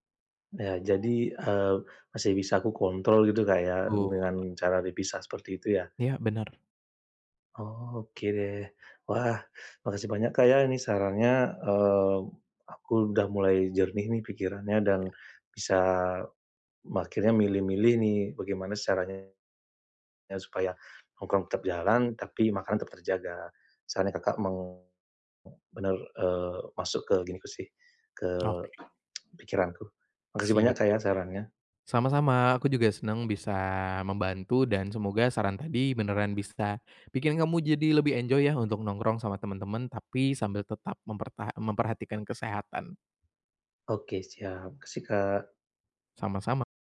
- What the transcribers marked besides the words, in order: other background noise; tapping; tsk; in English: "enjoy"
- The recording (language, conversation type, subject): Indonesian, advice, Bagaimana saya bisa tetap menjalani pola makan sehat saat makan di restoran bersama teman?